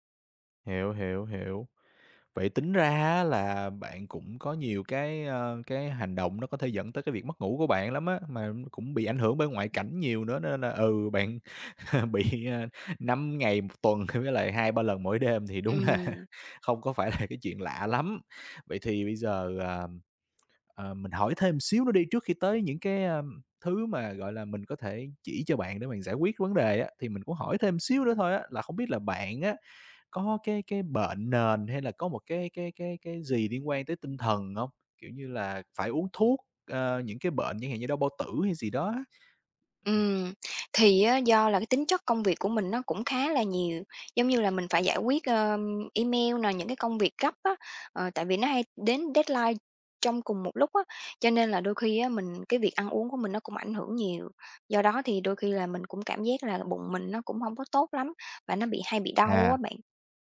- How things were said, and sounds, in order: chuckle; laughing while speaking: "thì đúng là"; chuckle; laughing while speaking: "là"; tapping; unintelligible speech; other background noise; in English: "deadline"
- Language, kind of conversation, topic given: Vietnamese, advice, Tôi thường thức dậy nhiều lần giữa đêm và cảm thấy không ngủ đủ, tôi nên làm gì?